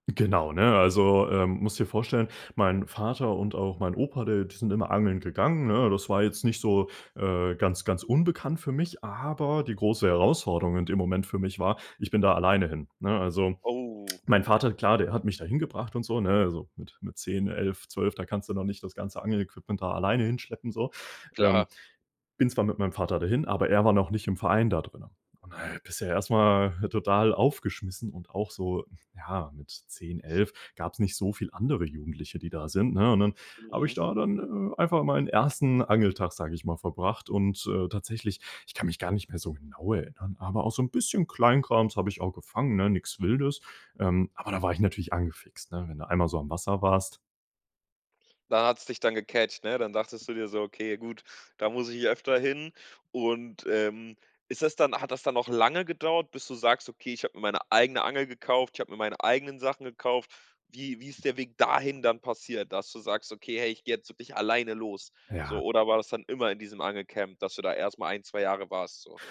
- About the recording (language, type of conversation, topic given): German, podcast, Was ist dein liebstes Hobby?
- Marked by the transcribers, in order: stressed: "Aber"; laughing while speaking: "Klar"; other background noise; in English: "gecatcht"; stressed: "dahin"